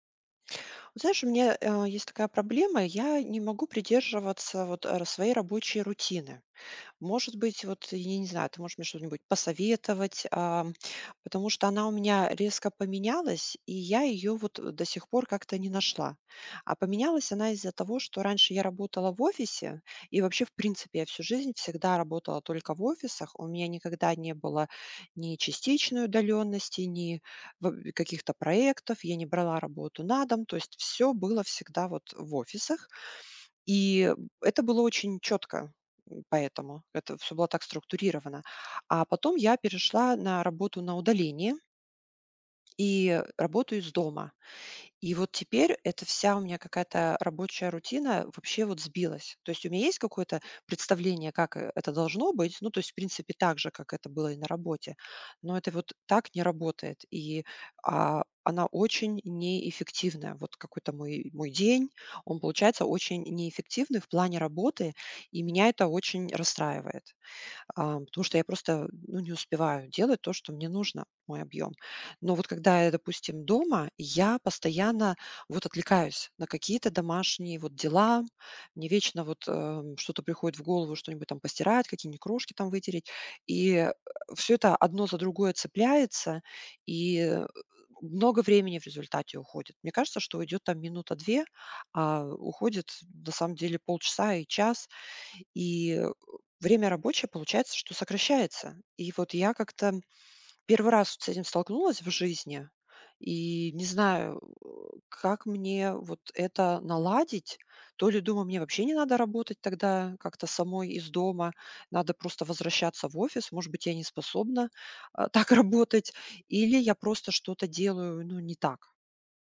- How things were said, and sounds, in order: other background noise
- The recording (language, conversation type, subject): Russian, advice, Почему мне не удаётся придерживаться утренней или рабочей рутины?